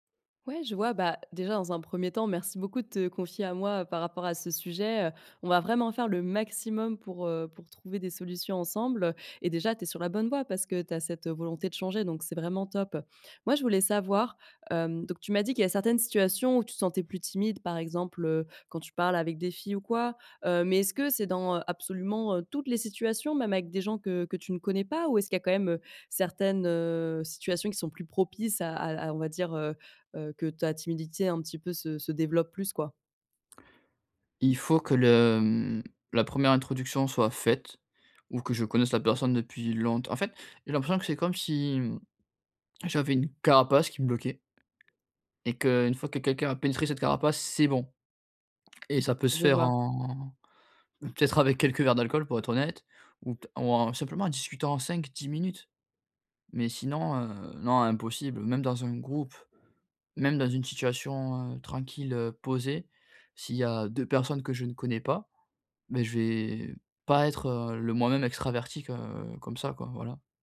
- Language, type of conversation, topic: French, advice, Comment surmonter ma timidité pour me faire des amis ?
- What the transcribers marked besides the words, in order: other background noise; tapping; drawn out: "en"